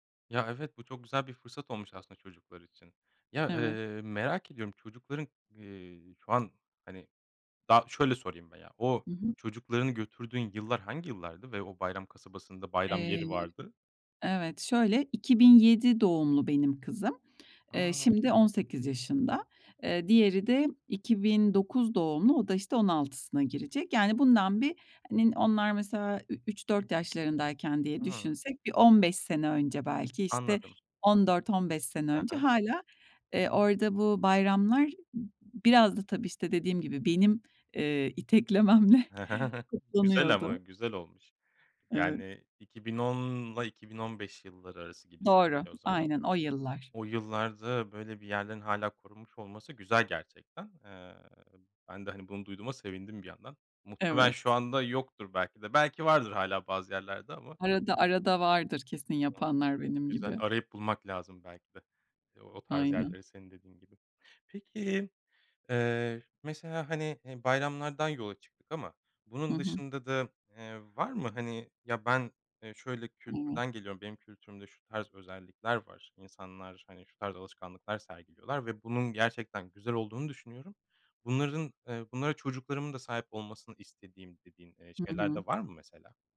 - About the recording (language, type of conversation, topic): Turkish, podcast, Çocuklara hangi gelenekleri mutlaka öğretmeliyiz?
- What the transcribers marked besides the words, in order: other background noise; tapping; unintelligible speech; chuckle; unintelligible speech